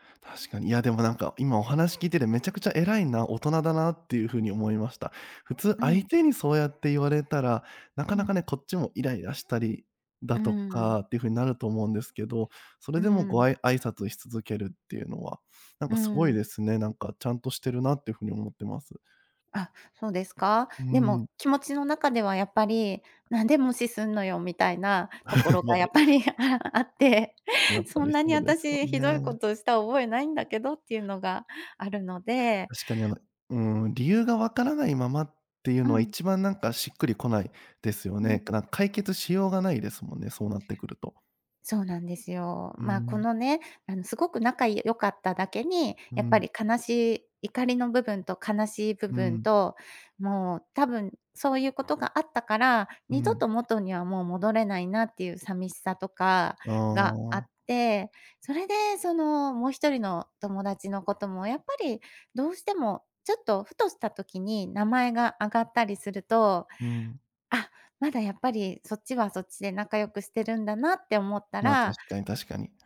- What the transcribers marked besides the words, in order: laugh; laughing while speaking: "やっぱりあって"
- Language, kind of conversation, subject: Japanese, advice, 共通の友達との関係をどう保てばよいのでしょうか？